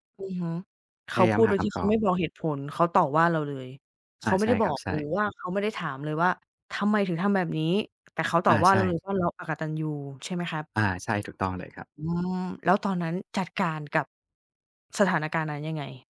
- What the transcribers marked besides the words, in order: other background noise; tapping
- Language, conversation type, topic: Thai, advice, คุณรู้สึกวิตกกังวลทางสังคมเมื่อเจอคนเยอะหรือไปงานสังคมอย่างไรบ้าง?